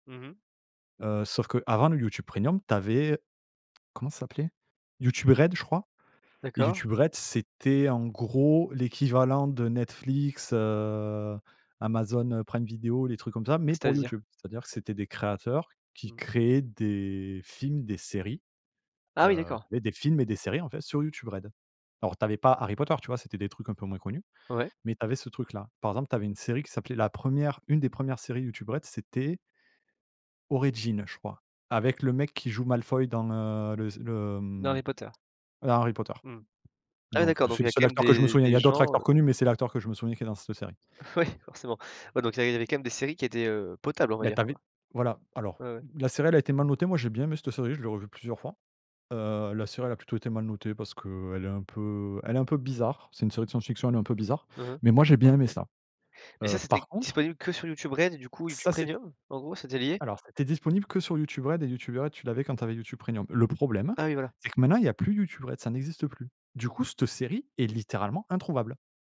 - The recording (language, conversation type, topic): French, podcast, Comment t’ouvres-tu à de nouveaux styles musicaux ?
- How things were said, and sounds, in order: tapping; laughing while speaking: "Ouais"